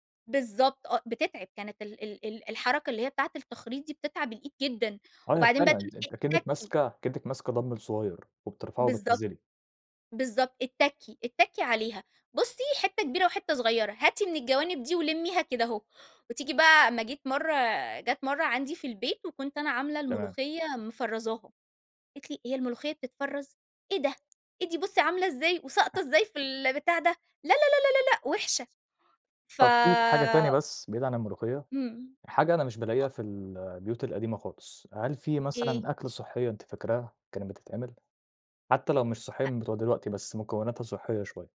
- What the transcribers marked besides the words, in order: in English: "دامبل"; tapping; chuckle
- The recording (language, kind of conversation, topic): Arabic, podcast, إيه سرّ الأكلة العائلية اللي عندكم بقالها سنين؟